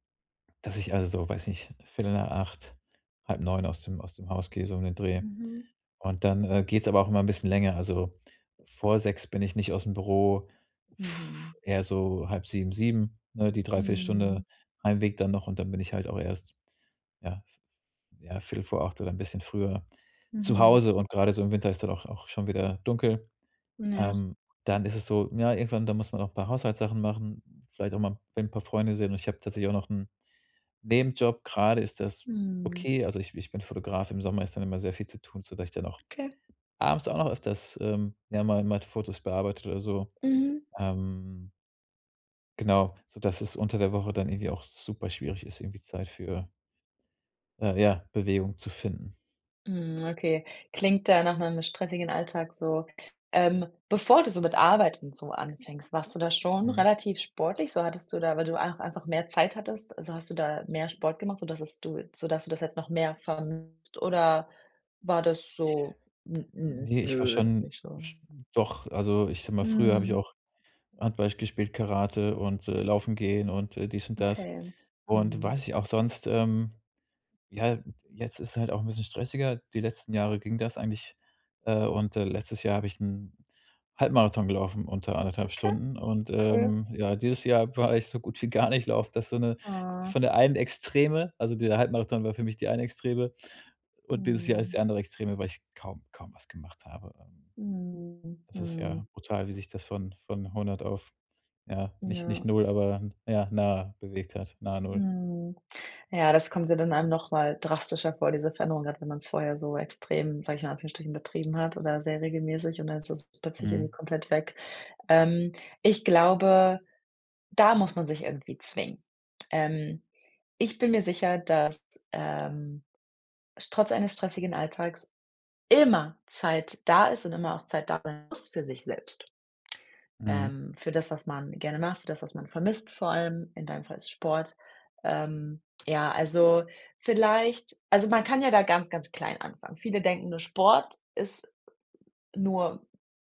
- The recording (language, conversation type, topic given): German, advice, Wie kann ich im Alltag mehr Bewegung einbauen, ohne ins Fitnessstudio zu gehen?
- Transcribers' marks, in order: other background noise; blowing; laughing while speaking: "gar nicht"; stressed: "immer"